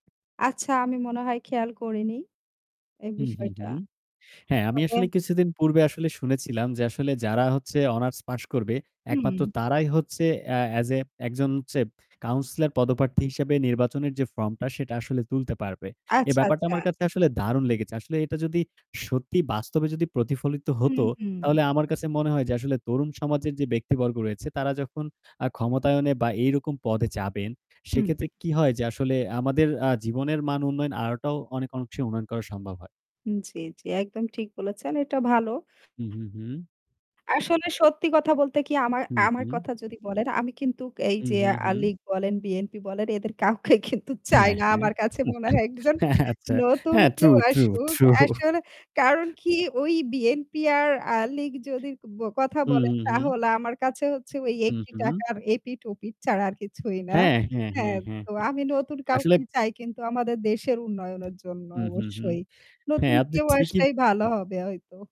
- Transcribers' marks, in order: mechanical hum; unintelligible speech; static; other background noise; distorted speech; laughing while speaking: "এদের কাউকে কিন্তু চাই না"; laugh; laughing while speaking: "হ্যাঁ, আচ্ছা। হ্যাঁ, ট্রু ট্রু ট্রু"
- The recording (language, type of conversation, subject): Bengali, unstructured, বর্তমান দেশের সরকারের কাজকর্ম আপনাকে কেমন লাগছে?